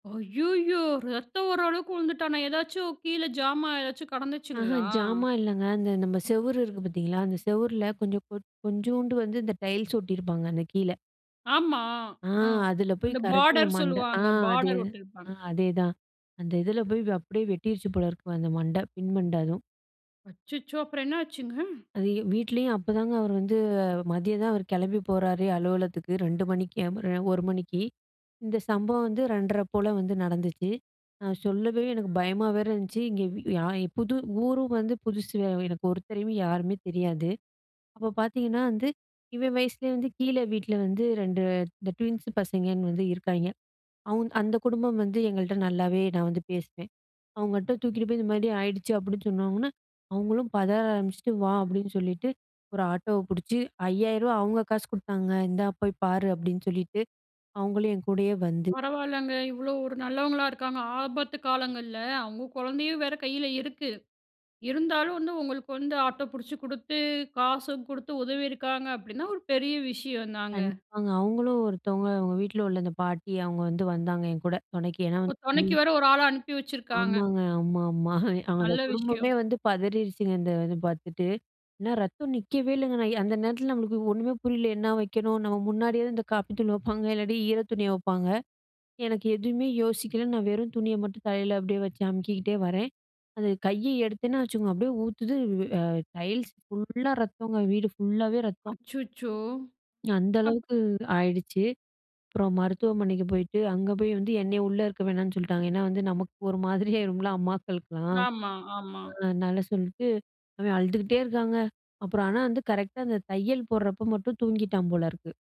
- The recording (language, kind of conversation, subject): Tamil, podcast, வேலைலிருந்து ஓய்வெடுப்பது உண்மையிலேயே மனநலத்திற்கு எப்படி உதவும்?
- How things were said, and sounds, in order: surprised: "ஐயய்யோ!"; in English: "பாடர்"; in English: "பாடர்"; anticipating: "அச்சுச்சோ! அப்புறம் என்னாச்சுங்க?"; drawn out: "வந்து"; in English: "ட்வின்ஸ்"; laughing while speaking: "ஆமா, ஆமா"; laughing while speaking: "மாதிரியாயுருமில்ல"